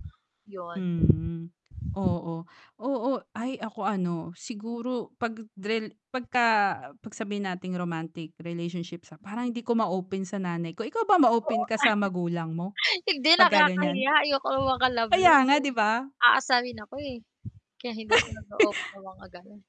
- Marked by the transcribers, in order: drawn out: "Mhm"; tapping; throat clearing; chuckle; static; distorted speech; laugh
- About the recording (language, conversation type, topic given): Filipino, unstructured, Paano ka bumabangon mula sa matinding sakit o pagkabigo sa pag-ibig?
- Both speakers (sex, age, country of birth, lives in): female, 25-29, Philippines, Philippines; female, 35-39, Philippines, Finland